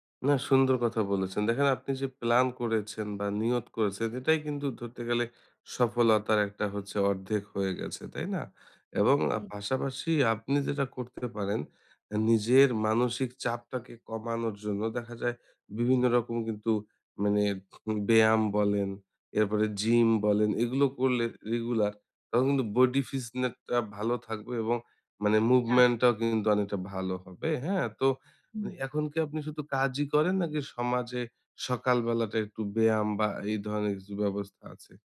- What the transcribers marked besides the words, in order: other background noise; "ফিটনেসটা" said as "ফিছনেটটা"
- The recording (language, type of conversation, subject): Bengali, advice, সামাজিক চাপের মধ্যে কীভাবে আমি সীমানা স্থাপন করে নিজেকে রক্ষা করতে পারি?